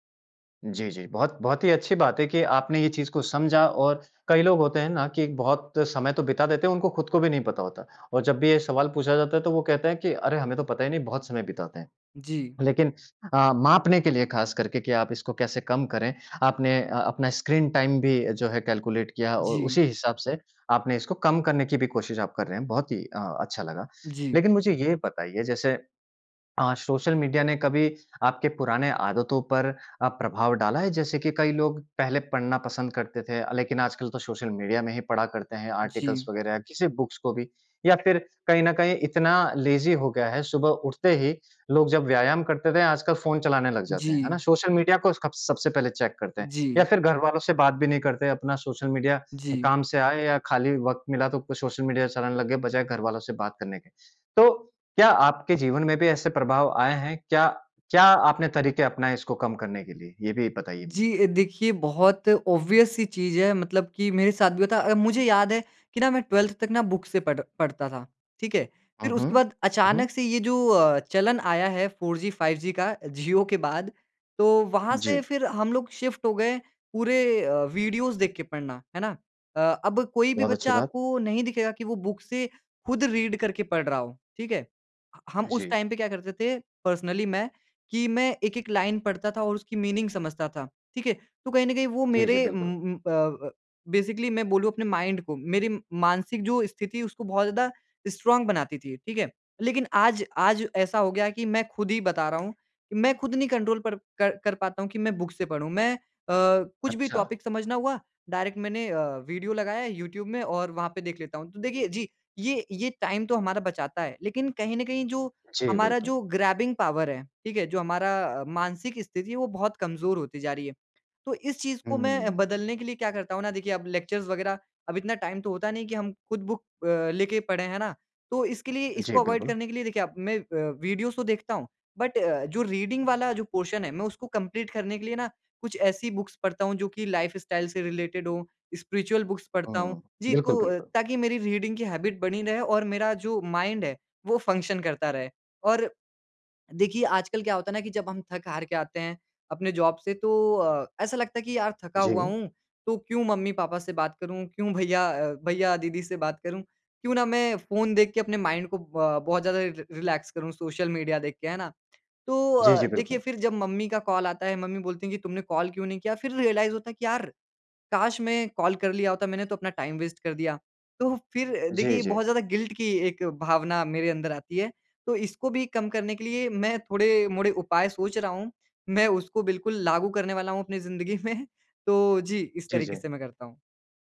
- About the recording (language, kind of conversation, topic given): Hindi, podcast, सोशल मीडिया ने आपकी रोज़मर्रा की आदतें कैसे बदलीं?
- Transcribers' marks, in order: in English: "स्क्रीन टाइम"; in English: "कैलकुलेट"; in English: "आर्टिकल्स"; in English: "बुक्स"; in English: "लेज़ी"; in English: "ऑब्वियस-सी"; in English: "ट्वेल्थ"; in English: "बुक"; in English: "शिफ़्ट"; in English: "बुक"; in English: "रीड"; in English: "टाइम"; in English: "पर्सनली"; in English: "मीनिंग"; in English: "बेसिकली"; in English: "माइंड"; in English: "स्ट्रॉन्ग"; in English: "कंट्रोल"; in English: "बुक"; in English: "टॉपिक"; in English: "डायरेक्ट"; in English: "वीडियो"; in English: "टाइम"; in English: "ग्रैबिंग पावर"; in English: "लेक्चर्स"; in English: "टाइम"; in English: "बुक"; in English: "अवॉइड"; in English: "बट"; in English: "रीडिंग"; in English: "पोर्शन"; in English: "कंप्लीट"; in English: "बुक्स"; in English: "लाइफ़स्टाइल"; in English: "रिलेटेड"; in English: "स्पिरिचुअल बुक्स"; in English: "रीडिंग"; in English: "हैबिट"; in English: "माइंड"; in English: "फ़ंक्शन"; in English: "जॉब"; in English: "माइंड"; in English: "रिलैक्स"; in English: "कॉल"; in English: "कॉल"; in English: "रियलाइज़"; in English: "कॉल"; in English: "टाइम वेस्ट"; in English: "गिल्ट"; laughing while speaking: "ज़िन्दगी में"